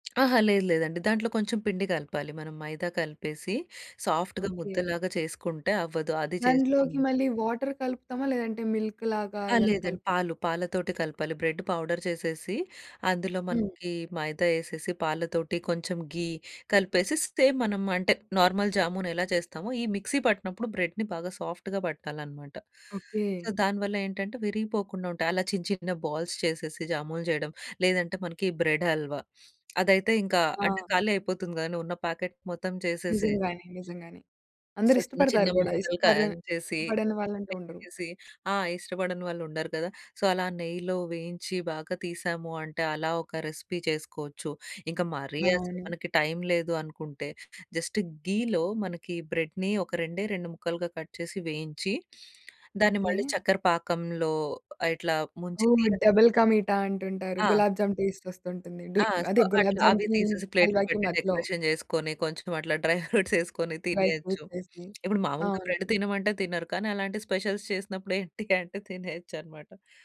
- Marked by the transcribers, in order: other background noise; in English: "సాఫ్ట్‌గా"; in English: "వాటర్"; in English: "మిల్క్"; in English: "బ్రెడ్ పౌడర్"; in English: "ఘీ"; in English: "నార్మల్"; in English: "సాఫ్ట్‌గా"; in English: "సో"; in English: "బాల్స్"; in English: "ప్యాకెట్"; in English: "సొ"; in English: "సో"; in English: "రెసిపీ"; in English: "ఘీలో"; in English: "కట్"; tongue click; in English: "సో"; in English: "ప్లేట్‌లో"; in English: "డెకరేషన్"; laughing while speaking: "డ్రై ఫ్రూట్సేసుకొని"; in English: "డ్రై"; in English: "డ్రై"; in English: "స్పెషల్స్"
- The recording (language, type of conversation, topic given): Telugu, podcast, మిగిలిపోయిన ఆహారాన్ని రుచిగా మార్చడానికి మీరు చేసే ప్రయోగాలు ఏమేమి?
- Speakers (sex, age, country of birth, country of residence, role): female, 18-19, India, India, host; female, 30-34, India, India, guest